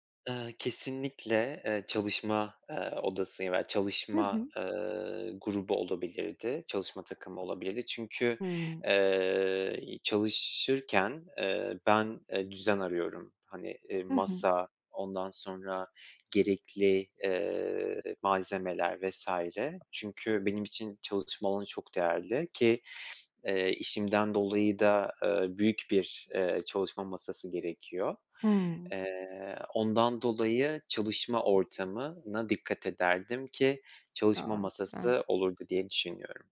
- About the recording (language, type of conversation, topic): Turkish, podcast, Evini ‘ev’ yapan şey nedir?
- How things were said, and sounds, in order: tapping; other background noise